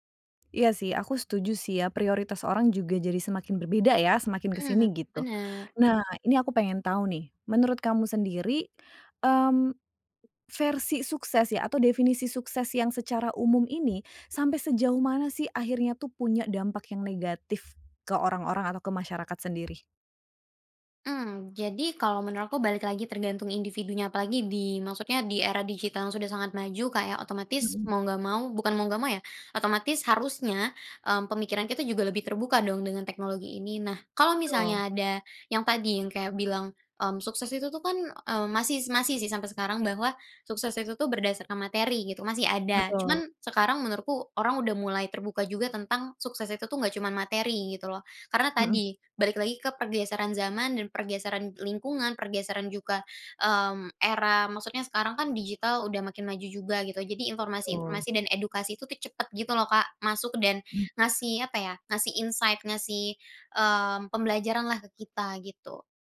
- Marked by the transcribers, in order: tapping; in English: "insight"
- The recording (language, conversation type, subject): Indonesian, podcast, Menurutmu, apa saja salah kaprah tentang sukses di masyarakat?
- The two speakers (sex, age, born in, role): female, 20-24, Indonesia, guest; female, 30-34, Indonesia, host